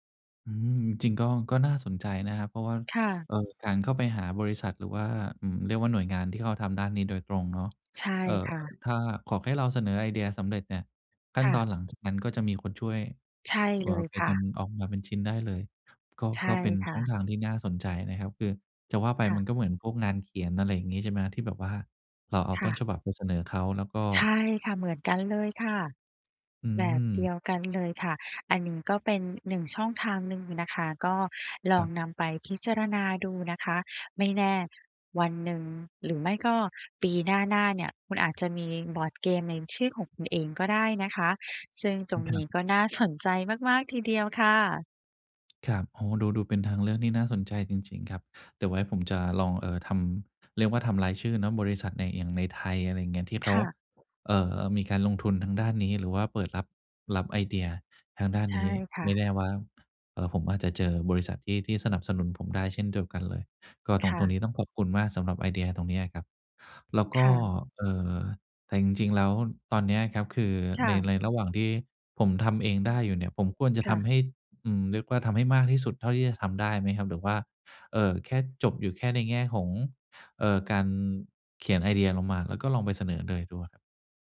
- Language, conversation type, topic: Thai, advice, จะรักษาแรงจูงใจในการทำตามเป้าหมายระยะยาวได้อย่างไรเมื่อรู้สึกท้อใจ?
- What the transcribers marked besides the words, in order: tapping